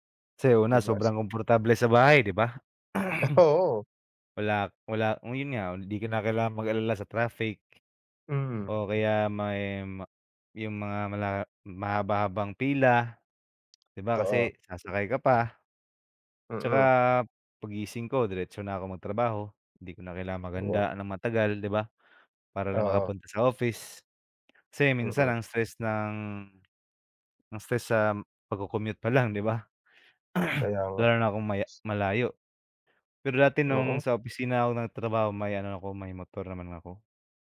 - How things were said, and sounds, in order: laughing while speaking: "Oo"; throat clearing; "Totoo" said as "too"; throat clearing
- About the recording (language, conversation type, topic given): Filipino, unstructured, Mas pipiliin mo bang magtrabaho sa opisina o sa bahay?